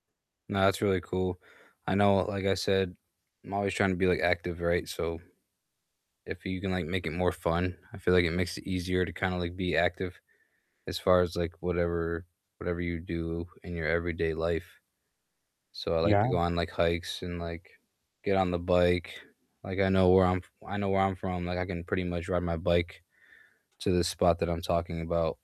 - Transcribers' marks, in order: static
- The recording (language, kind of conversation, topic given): English, unstructured, Which local spots would you visit with a guest today?
- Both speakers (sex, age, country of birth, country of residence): female, 20-24, United States, United States; male, 30-34, United States, United States